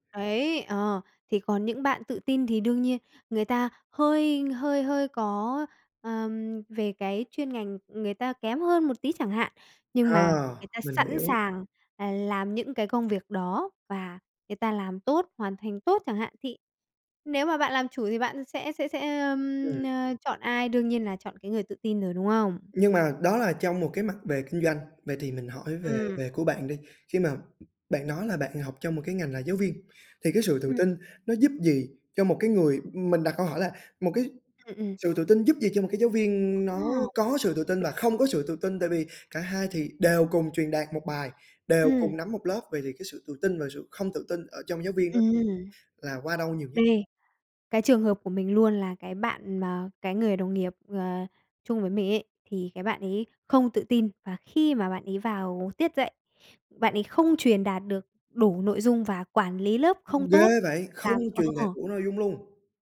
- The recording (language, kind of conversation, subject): Vietnamese, podcast, Điều gì giúp bạn xây dựng sự tự tin?
- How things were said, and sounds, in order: other background noise